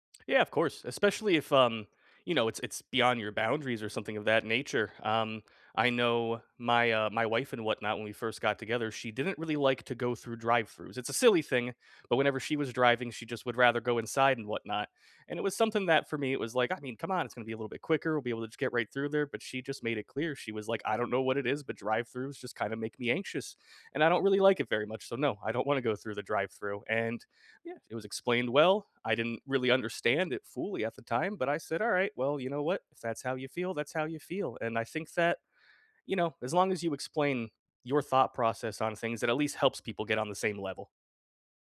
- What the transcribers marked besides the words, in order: none
- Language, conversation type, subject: English, unstructured, What is a good way to say no without hurting someone’s feelings?